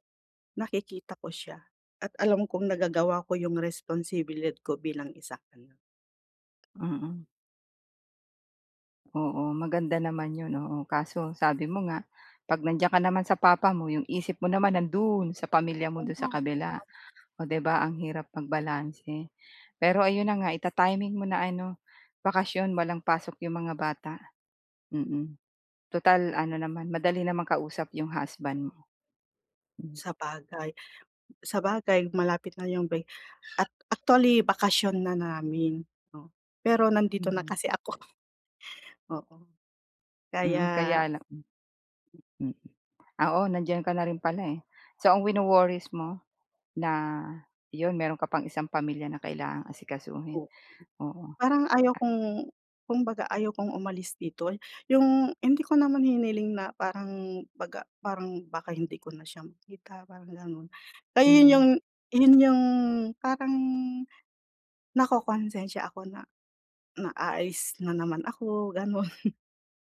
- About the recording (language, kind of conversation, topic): Filipino, advice, Paano ko mapapatawad ang sarili ko kahit may mga obligasyon ako sa pamilya?
- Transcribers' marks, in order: other background noise; tapping; chuckle; "aalis" said as "a-is"; chuckle